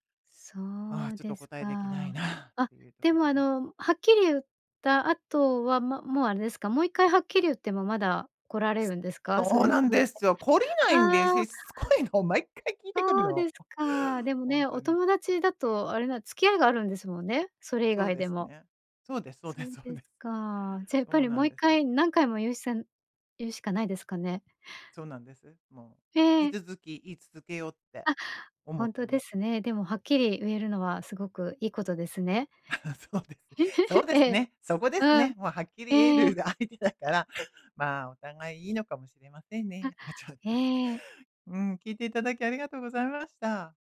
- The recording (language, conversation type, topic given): Japanese, advice, 友人の期待と自分の予定をどう両立すればよいですか？
- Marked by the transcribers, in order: other noise; laughing while speaking: "そうで そうで"; chuckle; giggle; laughing while speaking: "言えるが相手だから"; laughing while speaking: "あ、ちょっと"